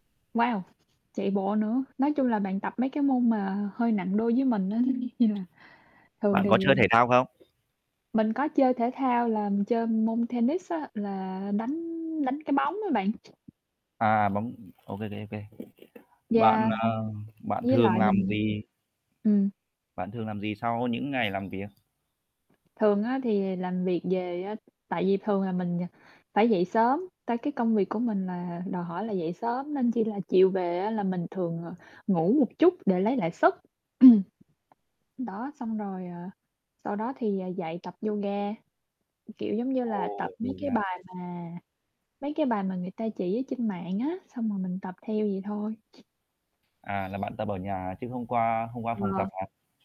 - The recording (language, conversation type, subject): Vietnamese, unstructured, Bạn thường làm gì để thư giãn sau một ngày dài?
- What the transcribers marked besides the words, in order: static; other background noise; chuckle; unintelligible speech; tapping